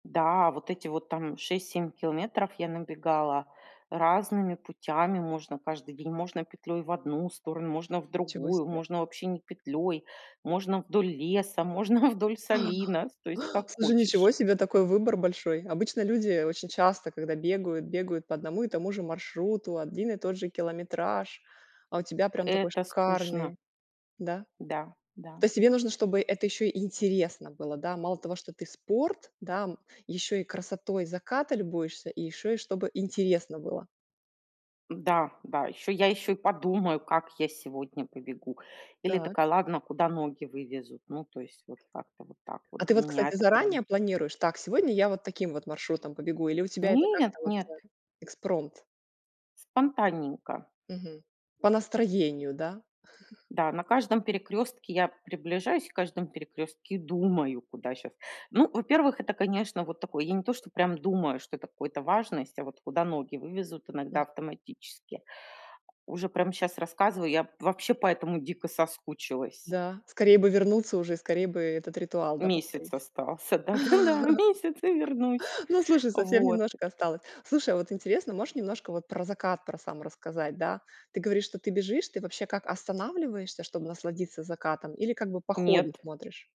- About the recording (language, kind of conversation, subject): Russian, podcast, Какие вечерние ритуалы помогают тебе расслабиться?
- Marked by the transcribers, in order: laughing while speaking: "можно"; other background noise; chuckle; other noise; laugh; tapping; laughing while speaking: "да-да-да, месяц и вернусь"